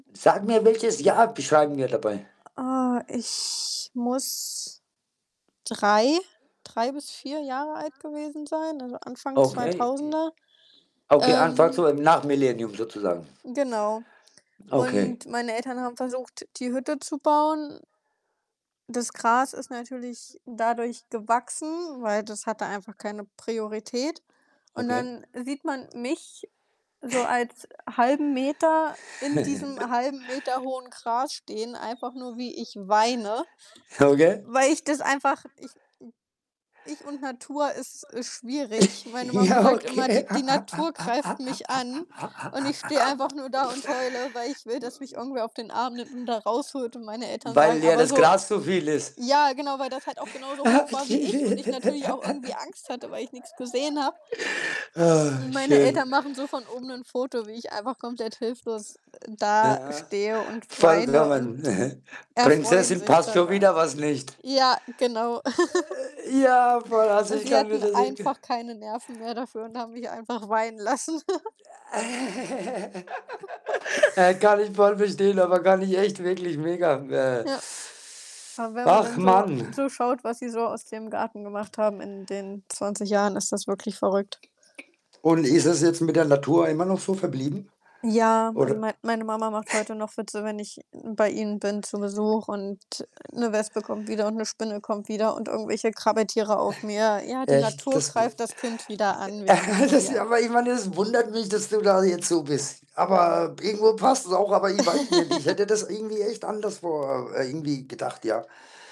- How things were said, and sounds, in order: distorted speech; background speech; other background noise; chuckle; laughing while speaking: "Ja"; chuckle; laughing while speaking: "Ja, okay"; laugh; unintelligible speech; laugh; chuckle; laugh; chuckle; static; chuckle; chuckle
- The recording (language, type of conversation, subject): German, unstructured, Hast du ein Lieblingsfoto aus deiner Kindheit, und warum ist es für dich besonders?